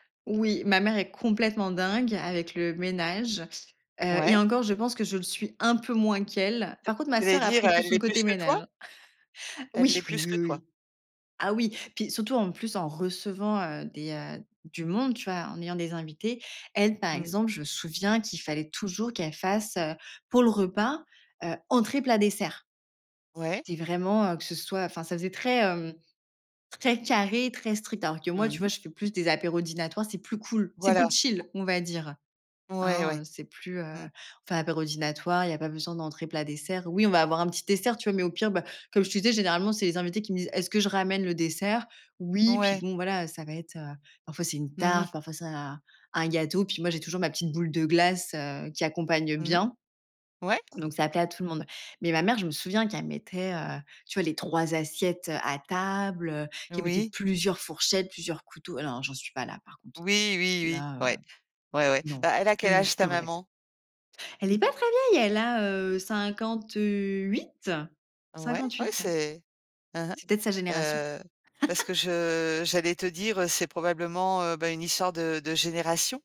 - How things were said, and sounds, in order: chuckle; other background noise; tapping; laugh
- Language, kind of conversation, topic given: French, podcast, Comment prépares-tu ta maison pour recevoir des invités ?